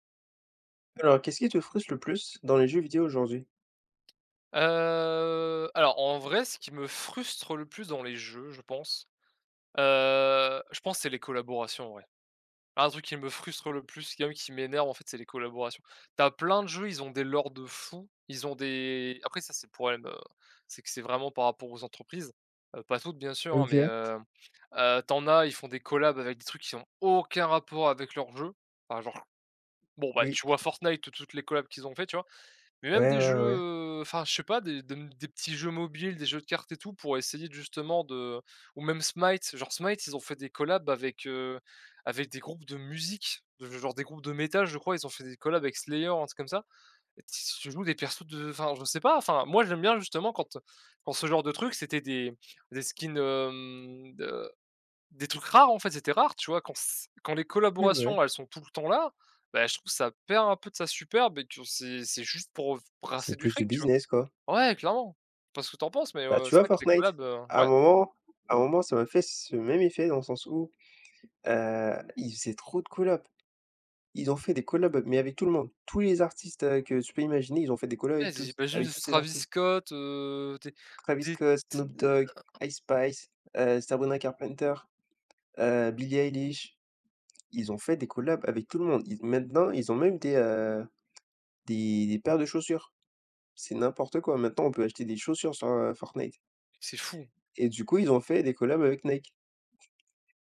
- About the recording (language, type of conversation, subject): French, unstructured, Qu’est-ce qui te frustre le plus dans les jeux vidéo aujourd’hui ?
- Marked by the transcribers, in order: tapping; drawn out: "Heu"; stressed: "frustre"; in English: "lores"; stressed: "aucun rapport"; other background noise